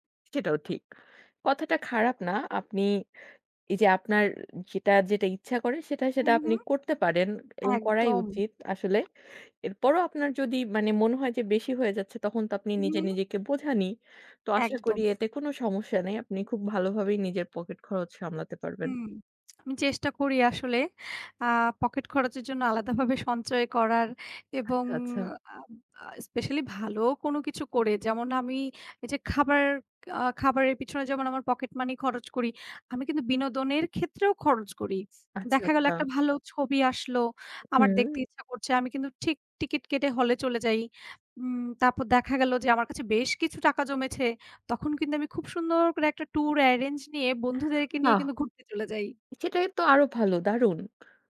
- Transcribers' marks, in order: lip smack; in English: "especially"; in English: "tour arrange"
- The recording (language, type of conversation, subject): Bengali, unstructured, আপনি আপনার পকেট খরচ কীভাবে সামলান?